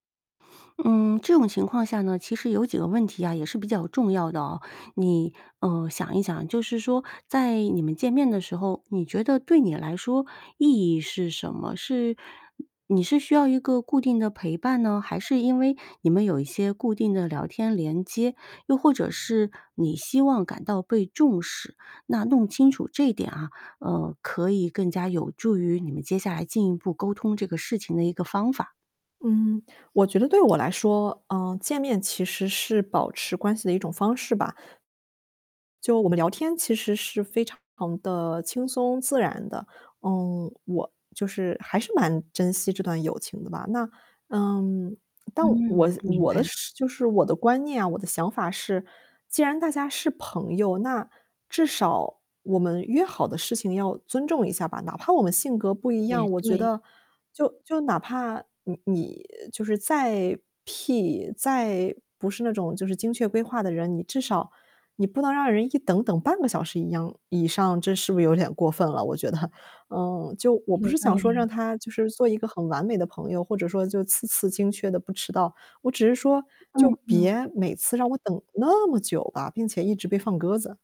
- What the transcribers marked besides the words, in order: other background noise; distorted speech; tapping; laughing while speaking: "点"; laughing while speaking: "得？"; stressed: "那么"
- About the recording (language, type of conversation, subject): Chinese, advice, 当好友经常爽约或总是拖延约定时，我该怎么办？